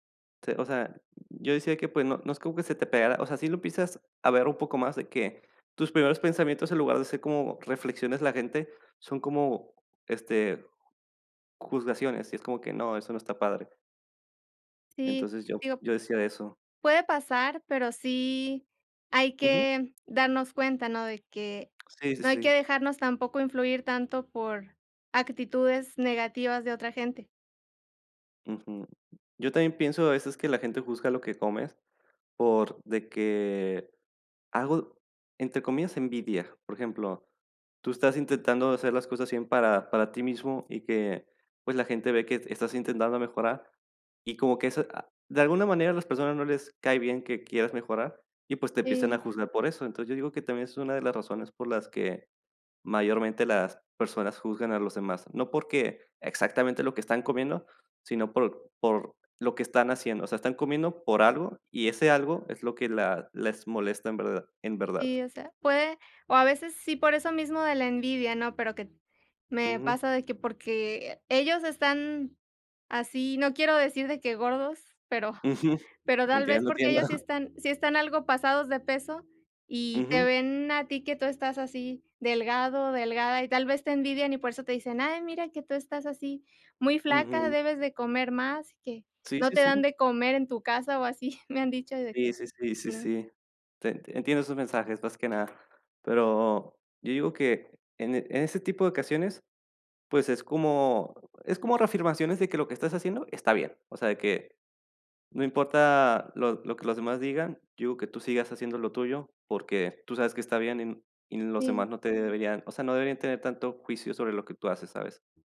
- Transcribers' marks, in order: other background noise; tapping; laughing while speaking: "entiendo"; chuckle
- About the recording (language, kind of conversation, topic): Spanish, unstructured, ¿Crees que las personas juzgan a otros por lo que comen?